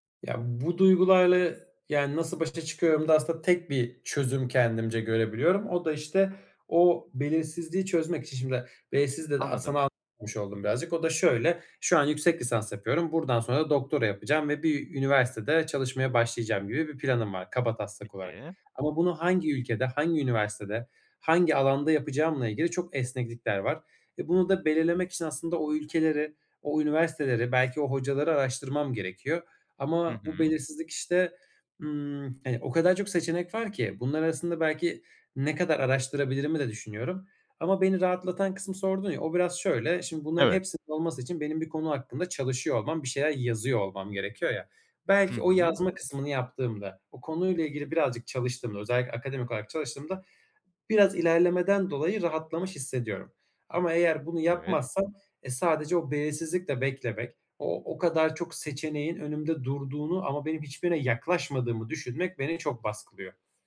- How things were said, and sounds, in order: other background noise; unintelligible speech
- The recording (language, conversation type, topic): Turkish, advice, Gelecek belirsizliği yüzünden sürekli kaygı hissettiğimde ne yapabilirim?